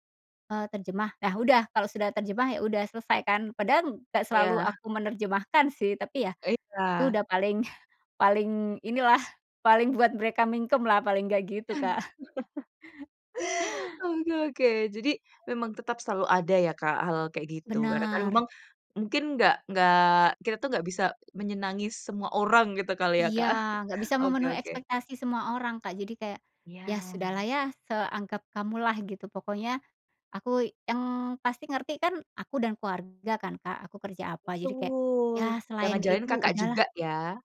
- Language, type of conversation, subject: Indonesian, podcast, Adakah satu kesalahan yang dulu kamu lakukan, tapi sekarang kamu syukuri karena memberi pelajaran?
- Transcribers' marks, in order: "Baiklah" said as "iklah"; chuckle; in Javanese: "mingkem-lah"; chuckle; chuckle; drawn out: "Betul"